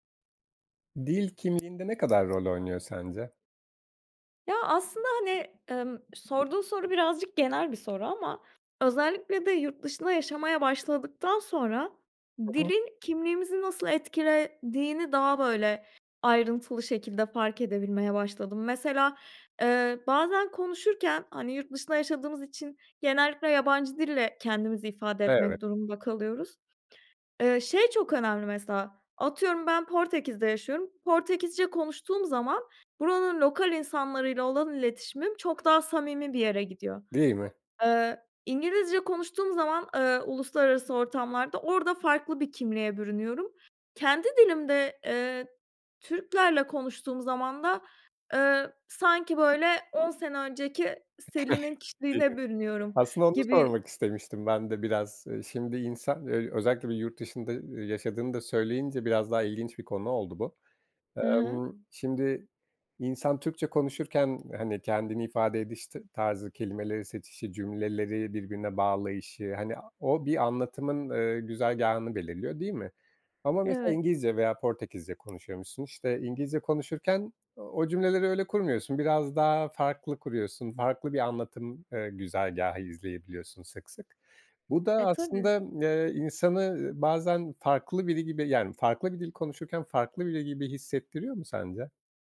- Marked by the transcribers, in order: tapping; giggle; other background noise
- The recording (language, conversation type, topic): Turkish, podcast, Dil, kimlik oluşumunda ne kadar rol oynar?